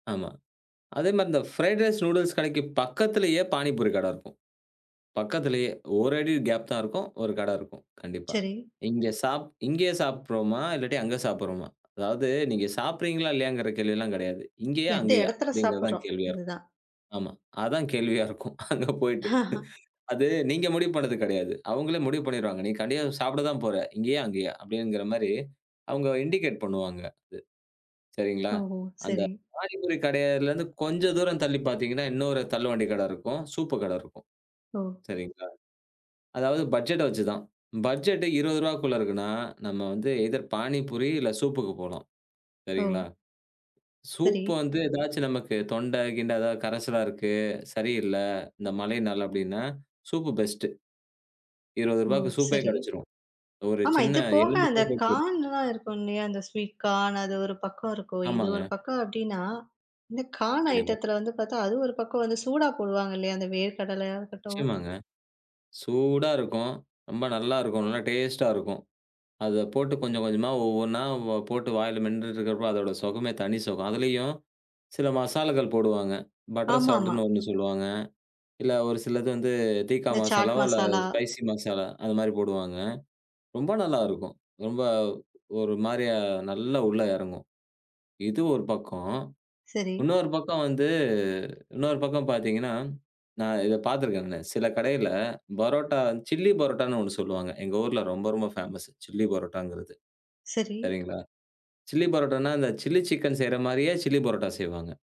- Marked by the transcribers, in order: in English: "ஃபரைட் ரைஸ், நூடுல்ஸ்"; chuckle; laughing while speaking: "அங்க போயிட்டு"; in English: "இண்டிகேட்"; "கடைலருந்து" said as "கடையலருந்து"; in English: "எய்தர்"; in English: "கார்ன்லாம்"; in English: "ஸ்வீட் கார்ன்"; in English: "கார்ன்"; other background noise; "மசாலாக்கள்" said as "மசாலக்கள்"; in English: "பட்டர் சால்டுன்னு"; in Hindi: "தீக்கா"; in English: "சாட் மசாலா"; in English: "ஸ்பைசி"
- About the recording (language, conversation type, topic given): Tamil, podcast, மழைக்காலம் வந்தால் நமது உணவுக் கலாச்சாரம் மாறுகிறது என்று உங்களுக்குத் தோன்றுகிறதா?